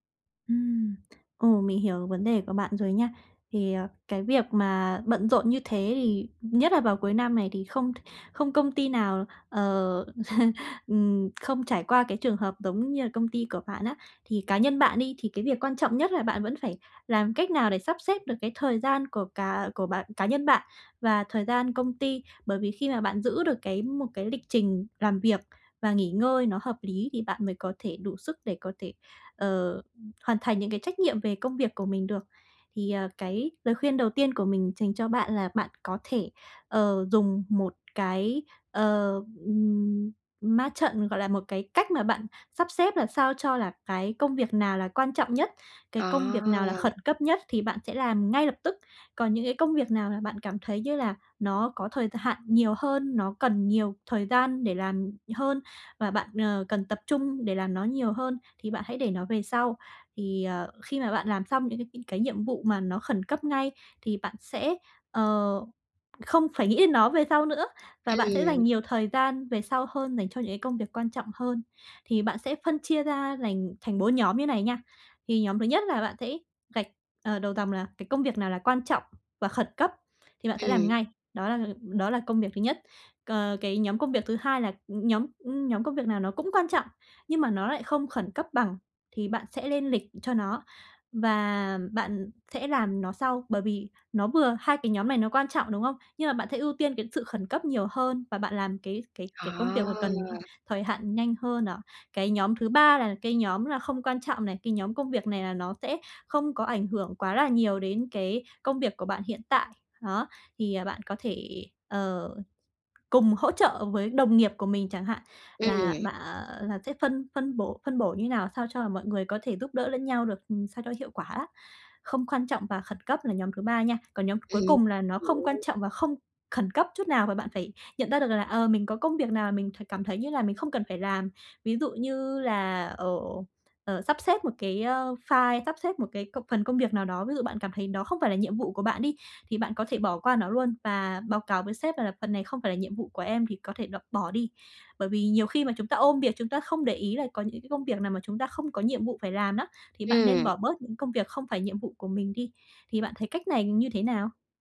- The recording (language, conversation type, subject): Vietnamese, advice, Làm sao tôi ưu tiên các nhiệm vụ quan trọng khi có quá nhiều việc cần làm?
- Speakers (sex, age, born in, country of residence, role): female, 20-24, Vietnam, France, advisor; female, 30-34, Vietnam, Vietnam, user
- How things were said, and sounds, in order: laugh; tapping; unintelligible speech